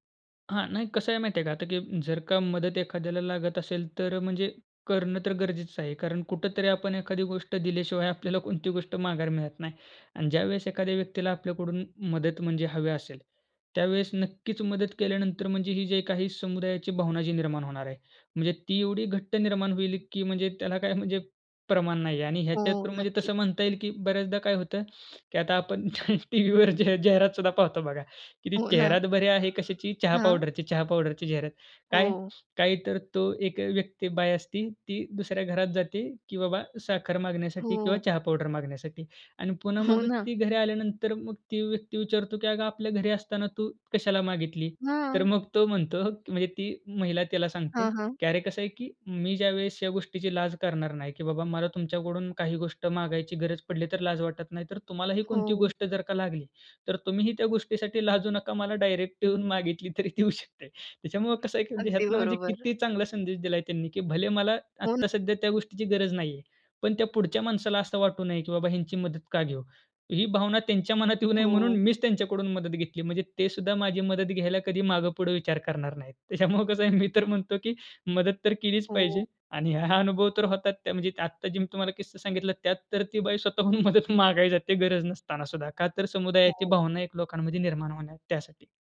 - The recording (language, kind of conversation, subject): Marathi, podcast, आपल्या गावात किंवा परिसरात समुदायाची भावना जपण्याचे सोपे मार्ग कोणते आहेत?
- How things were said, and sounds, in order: other background noise; giggle; laughing while speaking: "टीव्हीवर ज्या जाहिरातसुद्धा पाहतो बघा"; bird; tapping; laughing while speaking: "म्हणतो"; laughing while speaking: "तरी देऊ शकते"; laughing while speaking: "त्याच्यामुळे कसं आहे, मी तर म्हणतो की"; laughing while speaking: "हा"; laughing while speaking: "स्वतःहून मदत मागायला जाते"